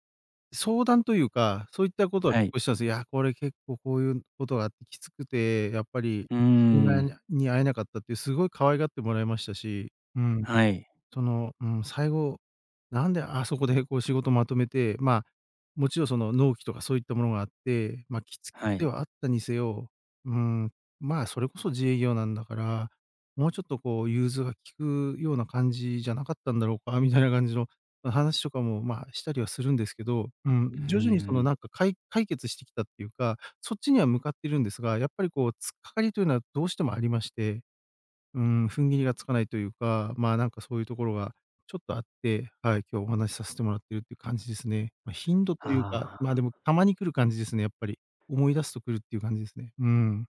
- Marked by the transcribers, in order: other background noise; tapping
- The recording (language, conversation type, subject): Japanese, advice, 過去の出来事を何度も思い出して落ち込んでしまうのは、どうしたらよいですか？